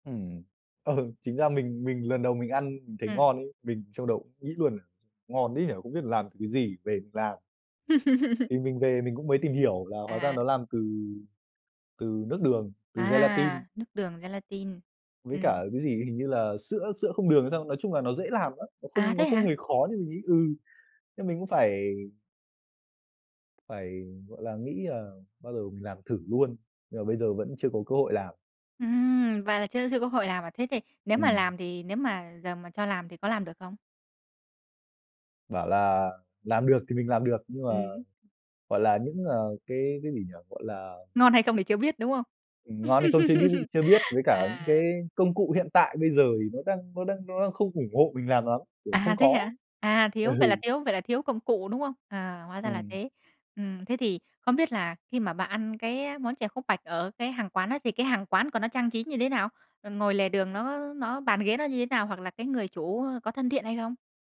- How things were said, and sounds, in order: laughing while speaking: "ừ"; laugh; tapping; other background noise; laugh; laughing while speaking: "Ừ"
- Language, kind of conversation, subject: Vietnamese, podcast, Bạn có thể kể về lần bạn thử một món ăn lạ và mê luôn không?